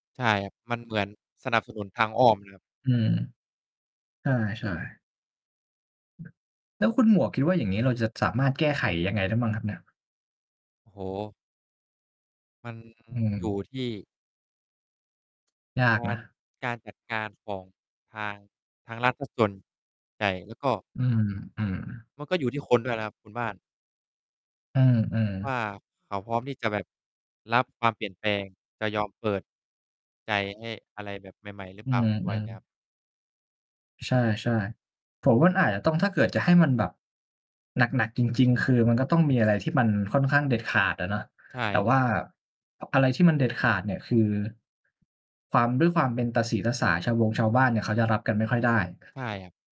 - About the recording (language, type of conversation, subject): Thai, unstructured, ทำไมบางคนถึงยังมองว่าคนจนไม่มีคุณค่า?
- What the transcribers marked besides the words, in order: distorted speech; tapping